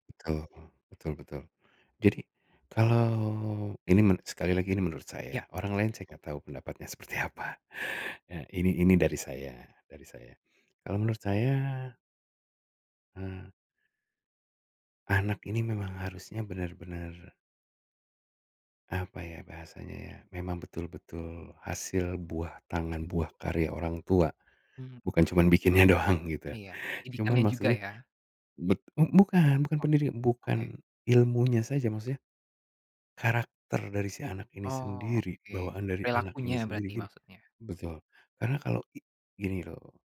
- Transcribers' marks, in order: tapping; other background noise
- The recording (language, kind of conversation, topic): Indonesian, podcast, Menurutmu, kapan kita perlu menetapkan batasan dengan keluarga?